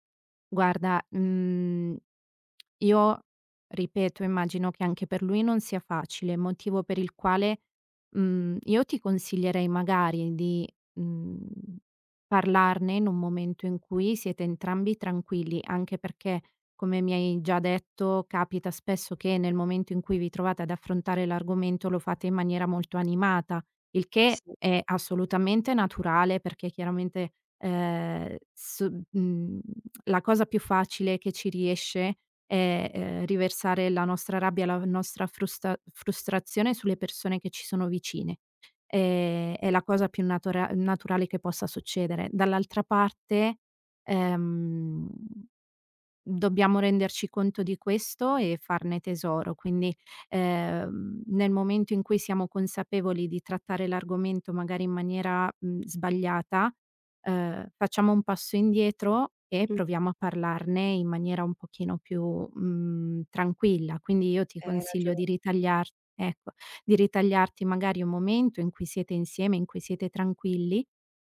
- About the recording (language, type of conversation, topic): Italian, advice, Perché io e il mio partner finiamo per litigare sempre per gli stessi motivi e come possiamo interrompere questo schema?
- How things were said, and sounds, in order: none